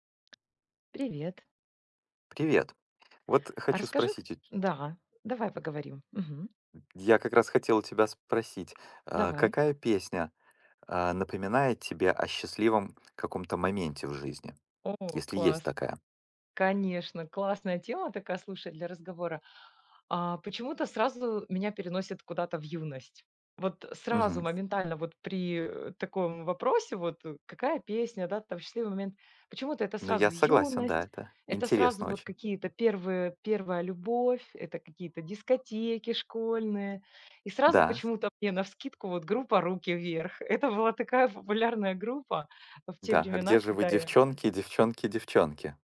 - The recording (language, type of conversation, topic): Russian, unstructured, Какая песня напоминает тебе о счастливом моменте?
- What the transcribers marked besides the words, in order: tapping; other background noise; other noise